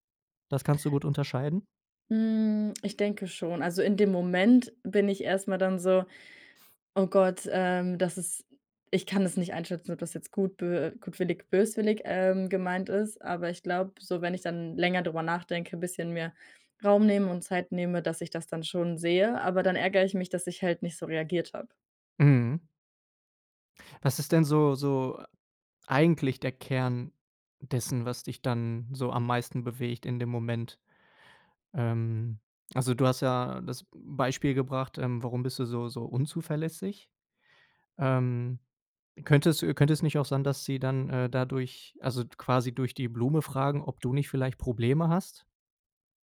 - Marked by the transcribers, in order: none
- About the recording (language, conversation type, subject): German, advice, Warum fällt es mir schwer, Kritik gelassen anzunehmen, und warum werde ich sofort defensiv?